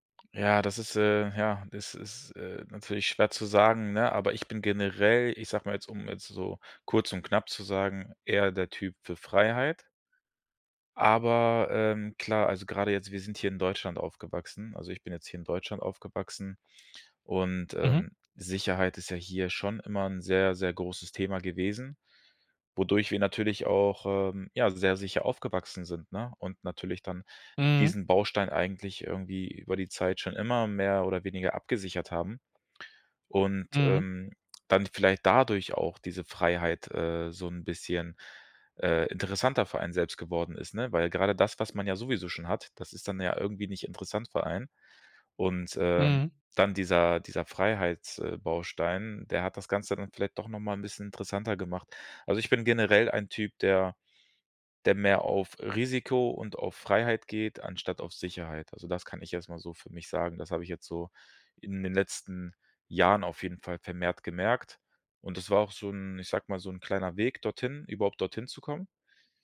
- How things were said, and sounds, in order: none
- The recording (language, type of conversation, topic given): German, podcast, Mal ehrlich: Was ist dir wichtiger – Sicherheit oder Freiheit?
- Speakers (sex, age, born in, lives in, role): male, 25-29, Germany, Germany, guest; male, 30-34, Germany, Germany, host